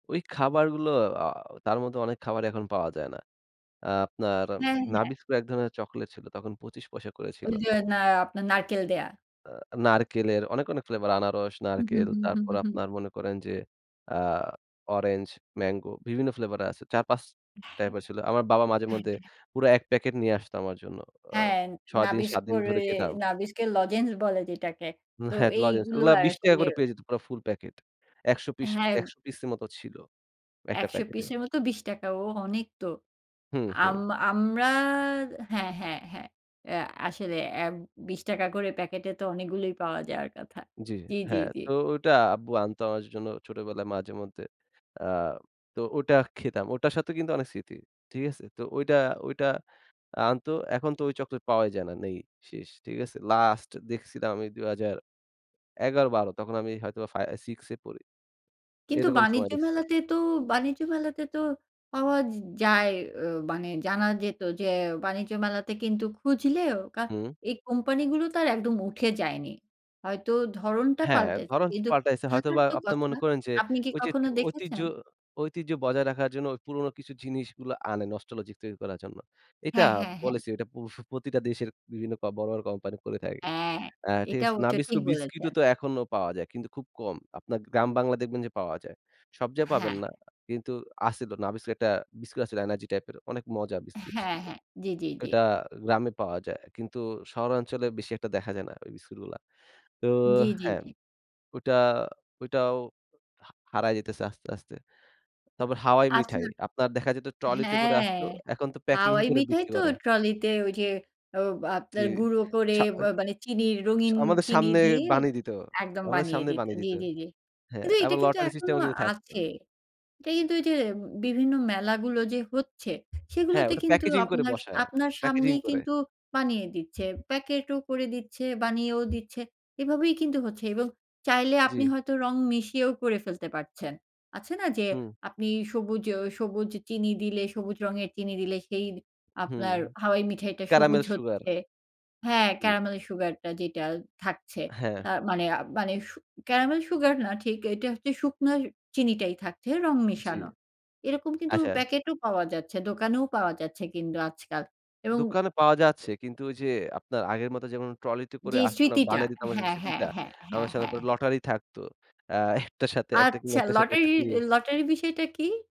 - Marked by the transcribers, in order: in English: "orange, mango"; tapping; in English: "nostalgic"; in English: "policy"; in English: "push"; in English: "lottery system"
- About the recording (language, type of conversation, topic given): Bengali, podcast, নস্টালজিয়া মিডিয়ায় বারবার ফিরে আসে কেন?